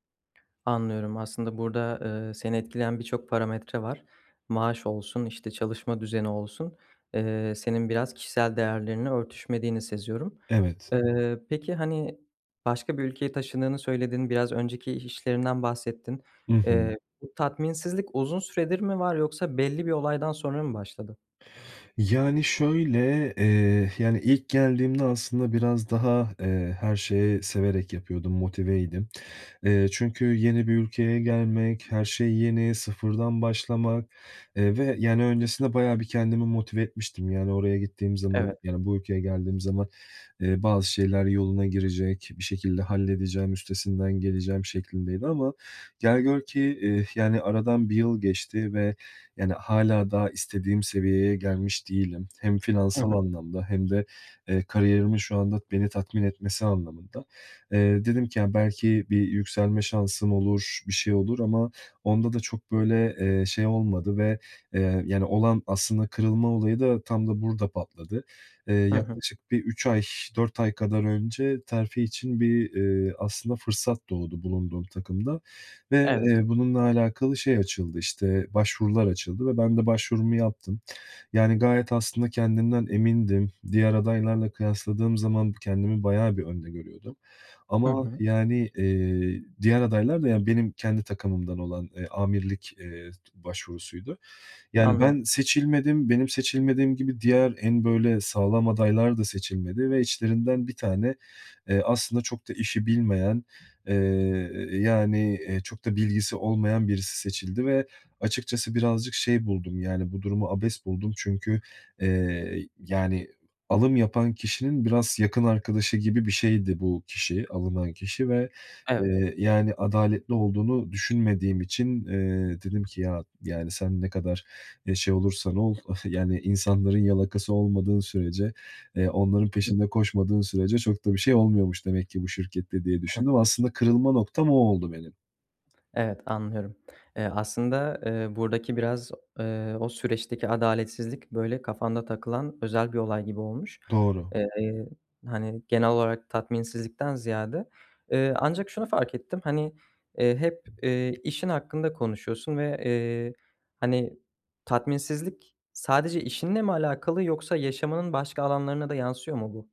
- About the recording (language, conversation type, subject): Turkish, advice, Kariyerimde tatmin bulamıyorsam tutku ve amacımı nasıl keşfedebilirim?
- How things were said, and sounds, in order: other background noise; lip smack; lip smack; other noise; unintelligible speech